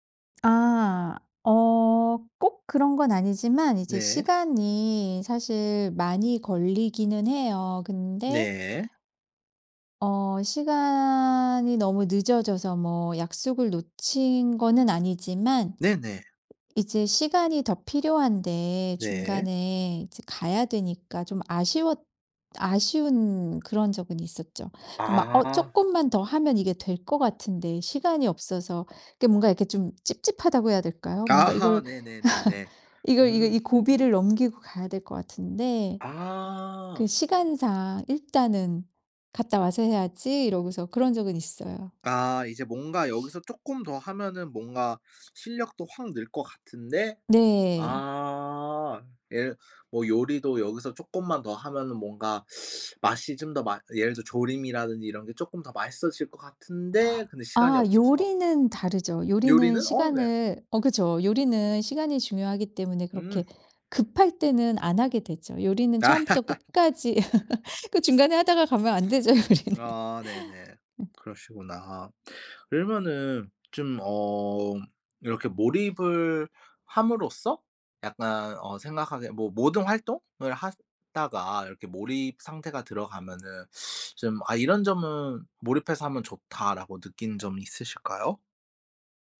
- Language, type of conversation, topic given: Korean, podcast, 어떤 활동을 할 때 완전히 몰입하시나요?
- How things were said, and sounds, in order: other background noise; laugh; laugh; laughing while speaking: "그 중간에 하다가 가면 안 되죠 요리는"; sniff